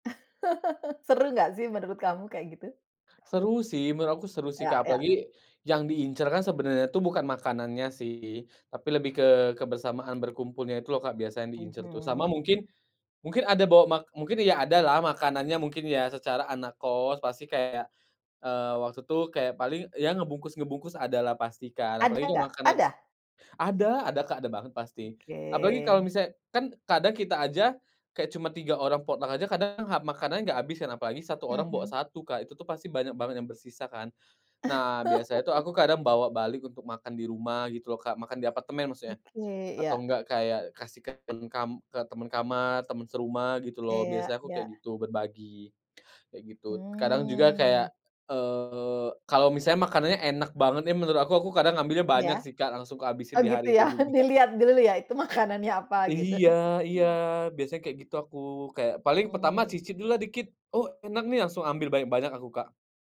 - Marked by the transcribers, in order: laugh; other background noise; tapping; chuckle; chuckle; laughing while speaking: "juga"; laughing while speaking: "makanannya apa gitu"
- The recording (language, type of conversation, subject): Indonesian, podcast, Pernahkah kamu ikut acara potluck atau acara masak bareng bersama komunitas?